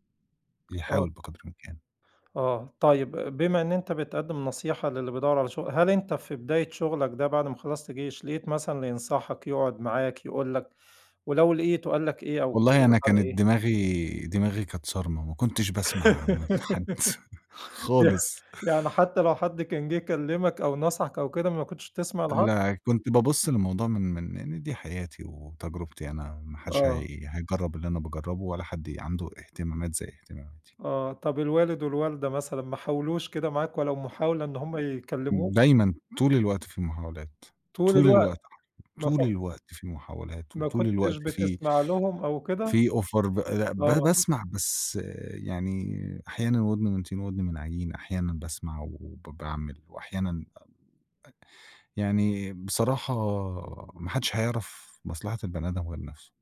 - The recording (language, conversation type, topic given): Arabic, podcast, إمتى حسّيت إن شغلك بقى له هدف حقيقي؟
- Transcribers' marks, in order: tapping; laugh; laughing while speaking: "ي"; chuckle; other noise; other background noise; in English: "offer"